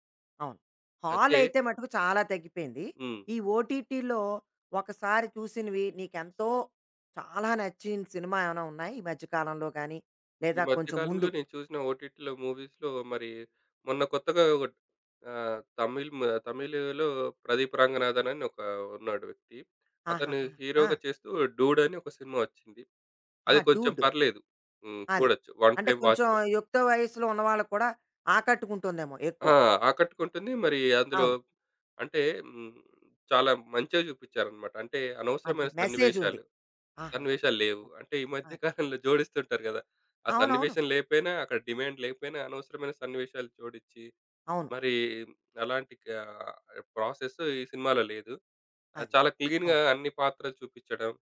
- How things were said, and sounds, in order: in English: "ఓటీటీలో"; in English: "ఓటీటీలో మూవీస్‌లో"; in English: "వన్ టైమ్ వాచబుల్"; in English: "మెసేజ్"; other background noise; chuckle; in English: "డిమాండ్"; in English: "ప్రాసెస్"; in English: "క్లీన్‌గా"
- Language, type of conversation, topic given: Telugu, podcast, సినిమాలు చూడాలన్న మీ ఆసక్తి కాలక్రమంలో ఎలా మారింది?